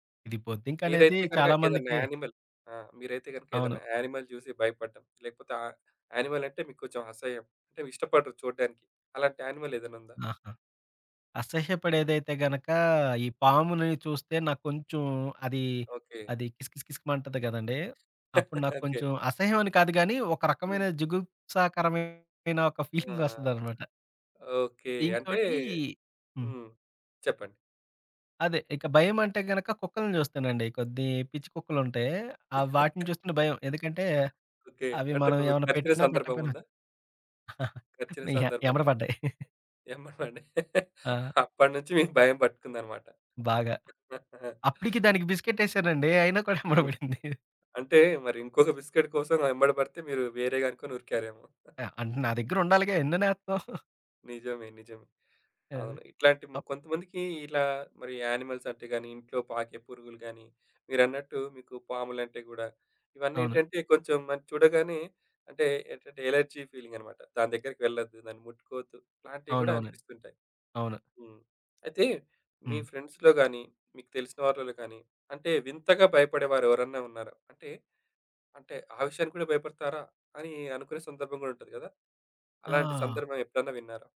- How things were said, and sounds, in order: in English: "యానిమల్"; in English: "యానిమల్"; in English: "యానిమల్"; in English: "యానిమల్"; other background noise; chuckle; giggle; chuckle; laughing while speaking: "య యెమ్మట బడ్డయ్"; laughing while speaking: "యెంబడ బడి అప్పటి నుంచి మీకు భయం"; laugh; laughing while speaking: "కూడా యెంబడ బడింది"; in English: "బిస్కెట్"; chuckle; in English: "యానిమల్స్"; in English: "ఎలర్జీ ఫీలింగ్"; in English: "ఫ్రెండ్స్‌లో"; tapping
- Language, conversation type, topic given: Telugu, podcast, ఆలోచనలు వేగంగా పరుగెత్తుతున్నప్పుడు వాటిని ఎలా నెమ్మదింపచేయాలి?